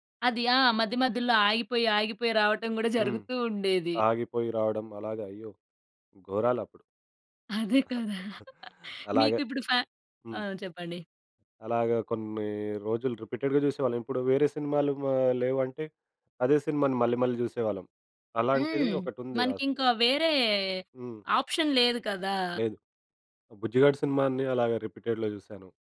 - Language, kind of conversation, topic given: Telugu, podcast, వీడియో కాసెట్‌లు లేదా డీవీడీలు ఉన్న రోజుల్లో మీకు ఎలాంటి అనుభవాలు గుర్తొస్తాయి?
- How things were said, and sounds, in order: chuckle; in English: "రిపీటెడ్‌గా"; in English: "ఆప్షన్"; in English: "రిపీటెడ్‌లో"